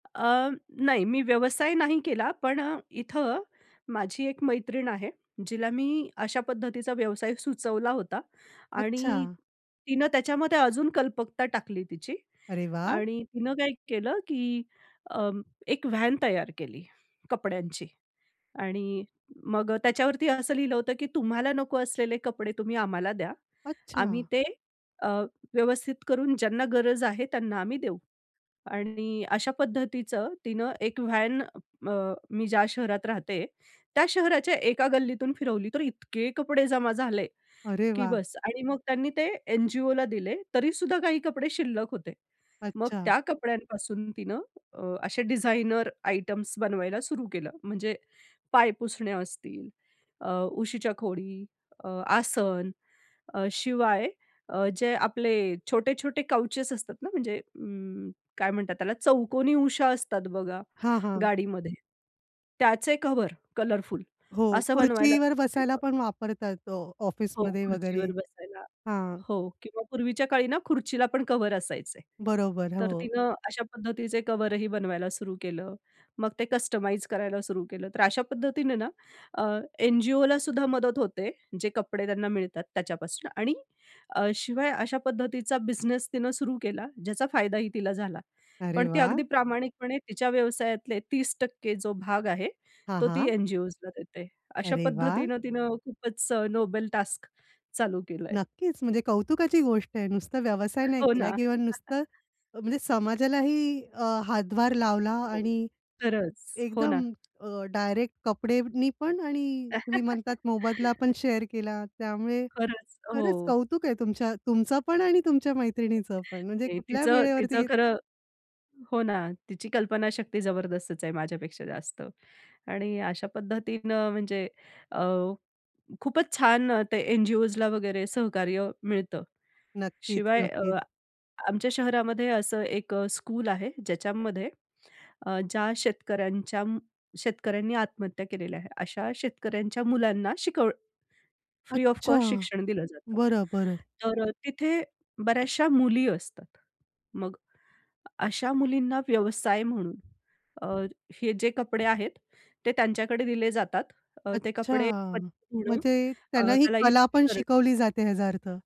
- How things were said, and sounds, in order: tapping; in English: "काउचेस"; in English: "कस्टमाइज"; other background noise; in English: "नोबेल टास्क"; other noise; chuckle; chuckle; in English: "शेअर"; in English: "स्कूल"; in English: "फ्री ऑफ कॉस्ट"; unintelligible speech
- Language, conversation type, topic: Marathi, podcast, जुन्या कपड्यांना नवे आयुष्य देण्यासाठी कोणत्या कल्पना वापरता येतील?